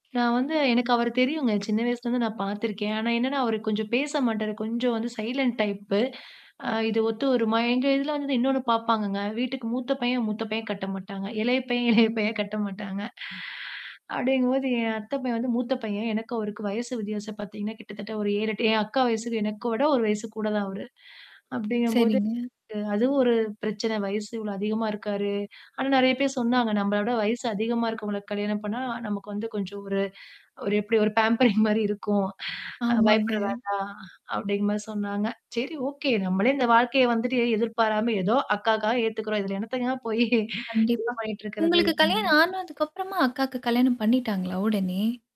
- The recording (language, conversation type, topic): Tamil, podcast, எதிர்பாராத ஒரு சம்பவம் உங்கள் வாழ்க்கை பாதையை மாற்றியதா?
- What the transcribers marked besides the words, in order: other background noise; in English: "சைலன்ட் டைப்"; laughing while speaking: "இளைய பையன், இளையப்பையன் கட்ட மாட்டாங்க"; static; laughing while speaking: "பேம்பரிங்"; in English: "பேம்பரிங்"; distorted speech; laughing while speaking: "இதில எண்ணத்தங்க போய்"